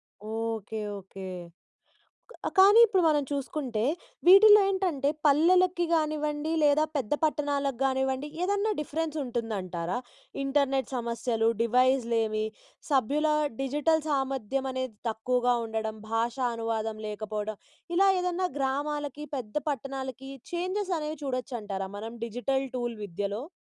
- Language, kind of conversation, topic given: Telugu, podcast, డిజిటల్ సాధనాలు విద్యలో నిజంగా సహాయపడాయా అని మీరు భావిస్తున్నారా?
- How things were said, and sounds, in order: in English: "డిఫరెన్స్"; in English: "ఇంటర్నెట్"; in English: "డిజిటల్"; in English: "చేంజెస్"; in English: "డిజిటల్ టూల్"